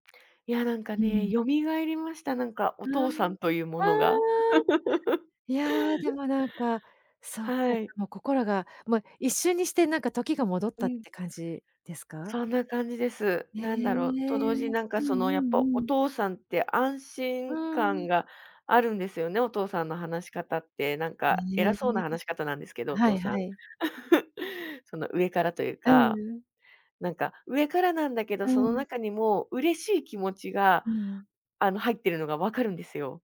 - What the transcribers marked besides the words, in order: other background noise; laugh; unintelligible speech; laugh
- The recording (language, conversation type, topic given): Japanese, podcast, 疎遠になった親と、もう一度関係を築き直すには、まず何から始めればよいですか？